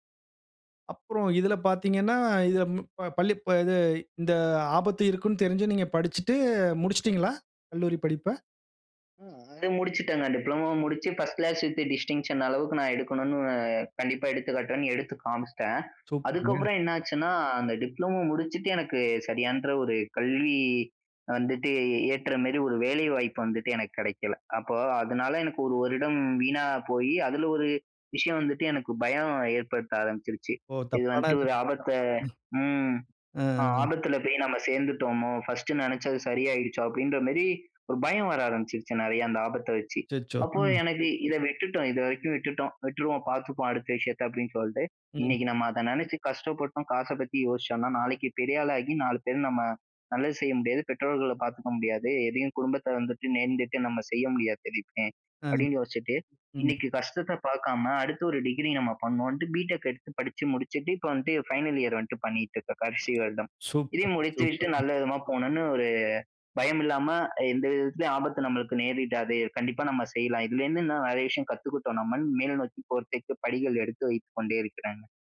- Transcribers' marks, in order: in English: "பர்ஸ்ட் கிளாஸ் வித் டிஸ்டிங்ஷன்"; other background noise; unintelligible speech; in English: "ஃபைனல் இயர்"; other noise
- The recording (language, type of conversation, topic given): Tamil, podcast, ஆபத்தை எவ்வளவு ஏற்க வேண்டும் என்று நீங்கள் எப்படி தீர்மானிப்பீர்கள்?
- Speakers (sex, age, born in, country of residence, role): male, 20-24, India, India, guest; male, 35-39, India, India, host